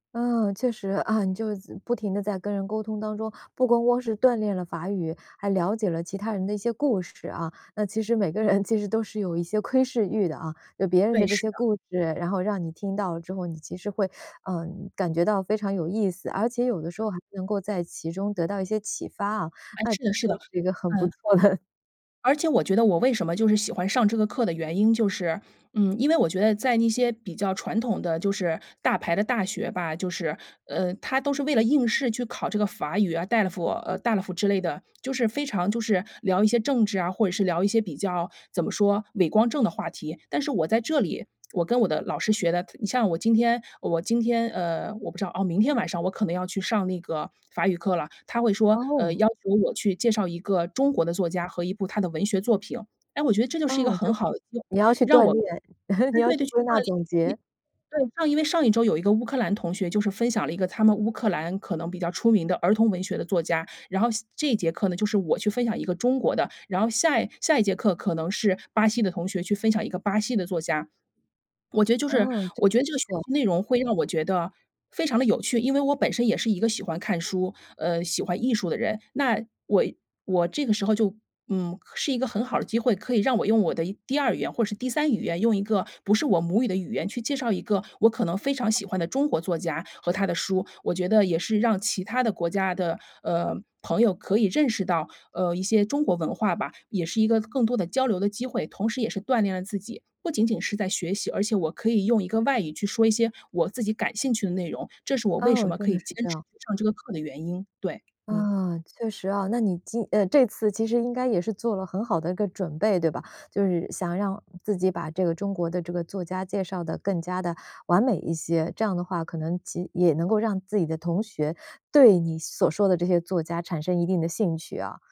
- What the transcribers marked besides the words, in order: laughing while speaking: "人"; other background noise; laugh; unintelligible speech; chuckle; swallow
- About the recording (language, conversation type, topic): Chinese, podcast, 有哪些方式能让学习变得有趣？